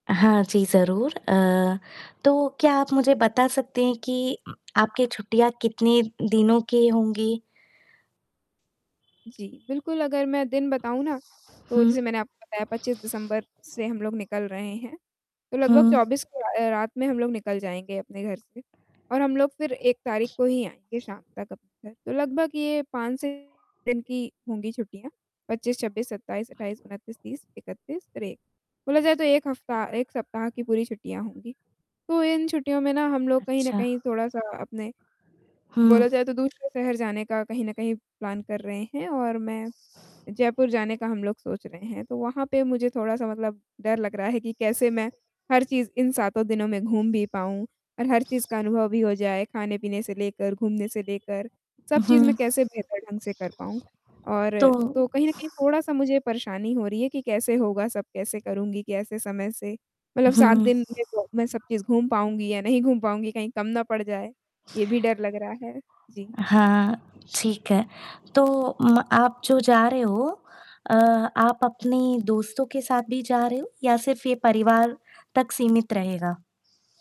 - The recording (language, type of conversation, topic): Hindi, advice, छुट्टियों में मैं अपना समय और ऊर्जा बेहतर ढंग से कैसे संभालूँ?
- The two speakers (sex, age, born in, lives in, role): female, 20-24, India, India, user; female, 25-29, India, India, advisor
- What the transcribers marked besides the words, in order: mechanical hum; other noise; horn; static; distorted speech; in English: "प्लान"; other background noise